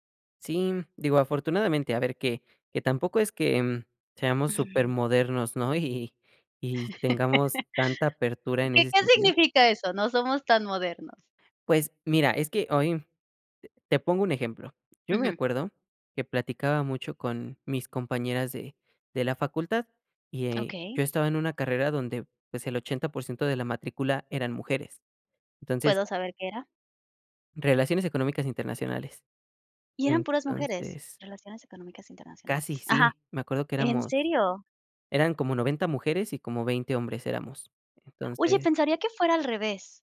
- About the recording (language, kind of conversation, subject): Spanish, podcast, ¿Cómo influyen los roles de género en las expectativas familiares?
- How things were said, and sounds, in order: laugh